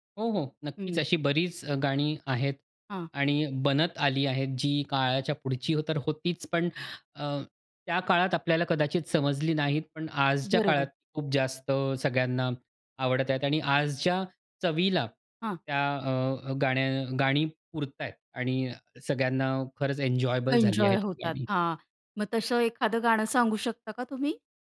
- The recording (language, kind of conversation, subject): Marathi, podcast, काही जुनी गाणी पुन्हा लोकप्रिय का होतात, असं तुम्हाला का वाटतं?
- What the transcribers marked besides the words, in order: none